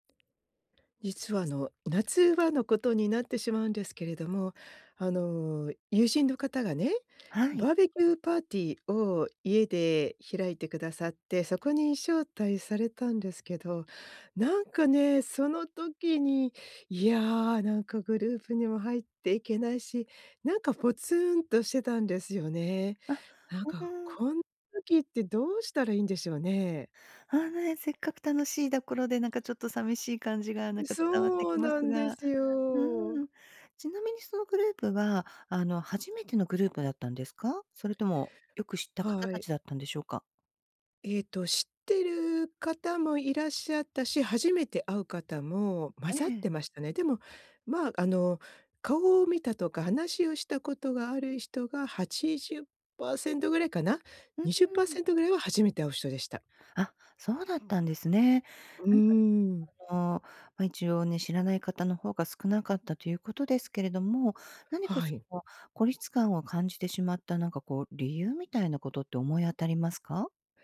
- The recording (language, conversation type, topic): Japanese, advice, 友人の集まりで孤立感を感じて話に入れないとき、どうすればいいですか？
- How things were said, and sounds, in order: "ところ" said as "どころ"